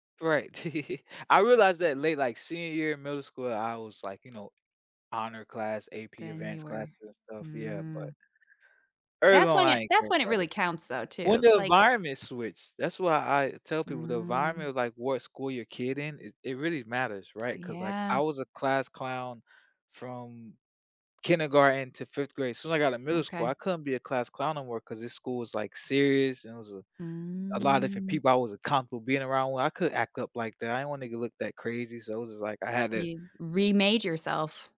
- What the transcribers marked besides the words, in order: laugh
- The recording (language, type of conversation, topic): English, unstructured, How did that first report card shape your attitude toward school?
- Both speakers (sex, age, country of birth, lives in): female, 35-39, United States, United States; male, 30-34, United States, United States